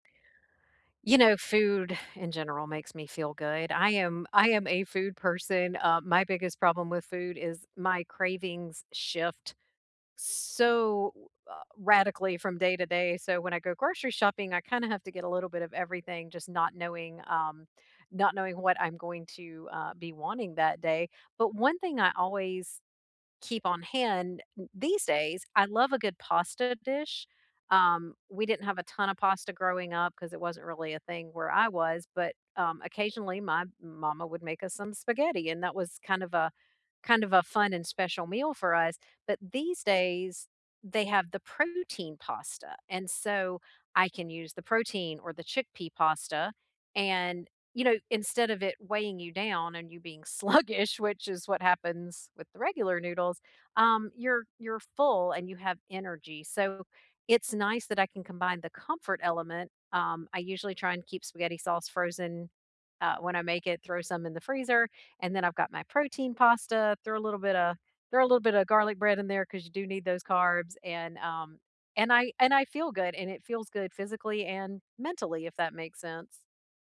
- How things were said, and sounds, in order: other background noise; laughing while speaking: "sluggish"
- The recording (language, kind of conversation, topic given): English, unstructured, What simple, feel-good meals boost your mood and energy, and what memories make them special?
- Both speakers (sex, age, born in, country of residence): female, 30-34, United States, United States; female, 50-54, United States, United States